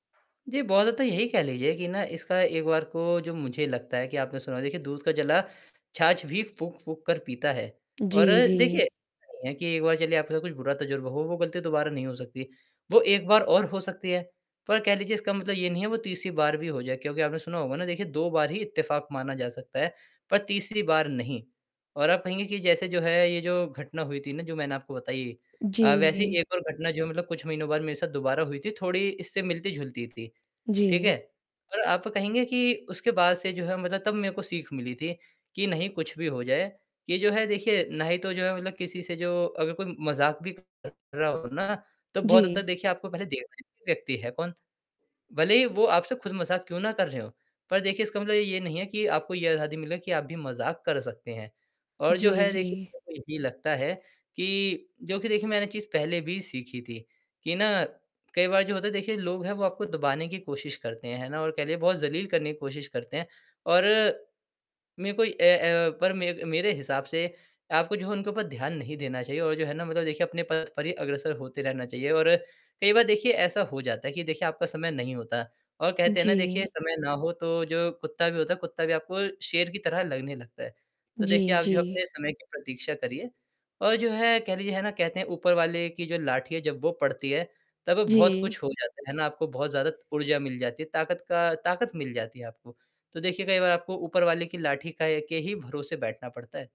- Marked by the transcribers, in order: static; distorted speech; unintelligible speech
- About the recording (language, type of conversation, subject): Hindi, podcast, आपने अपनी गलतियों से क्या सीखा?